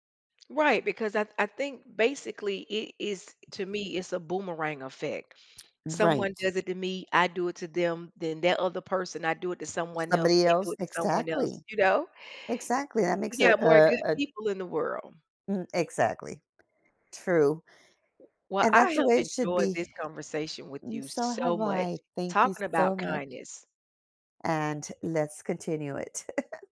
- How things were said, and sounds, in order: other background noise; tapping; chuckle
- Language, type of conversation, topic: English, unstructured, How do small acts of kindness impact your day-to-day life?
- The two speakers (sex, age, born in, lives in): female, 45-49, United States, United States; female, 45-49, United States, United States